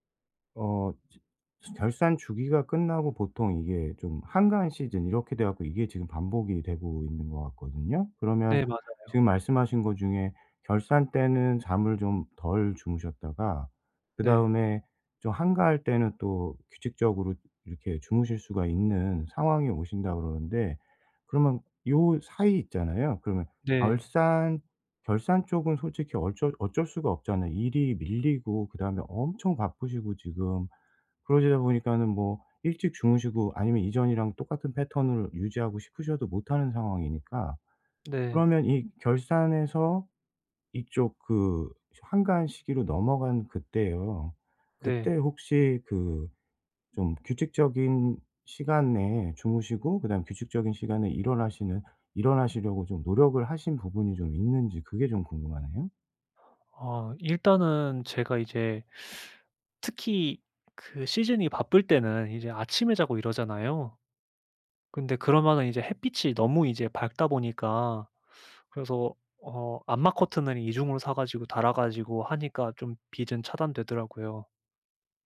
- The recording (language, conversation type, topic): Korean, advice, 아침에 더 개운하게 일어나려면 어떤 간단한 방법들이 있을까요?
- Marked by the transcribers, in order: teeth sucking; other background noise; "빛은" said as "빚은"